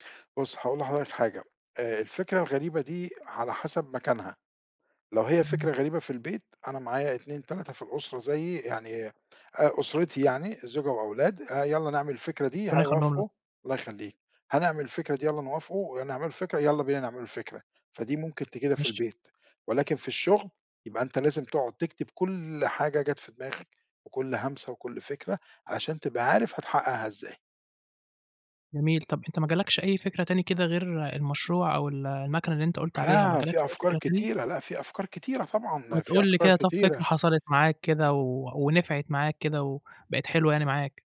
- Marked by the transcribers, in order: none
- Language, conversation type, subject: Arabic, podcast, إزاي بتحوّل فكرة بسيطة لحاجة تقدر تنفّذها على أرض الواقع؟